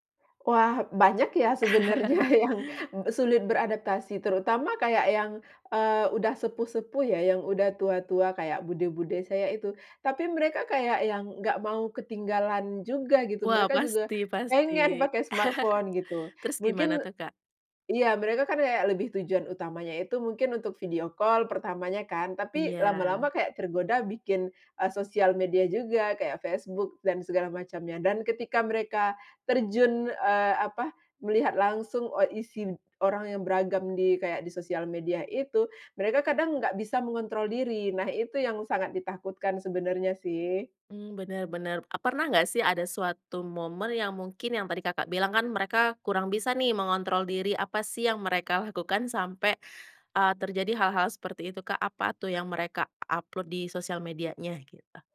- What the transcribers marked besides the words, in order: other background noise; laughing while speaking: "sebenarnya yang"; laugh; in English: "smartphone"; laugh; in English: "video call"
- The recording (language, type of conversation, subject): Indonesian, podcast, Bagaimana teknologi mengubah cara Anda melaksanakan adat dan tradisi?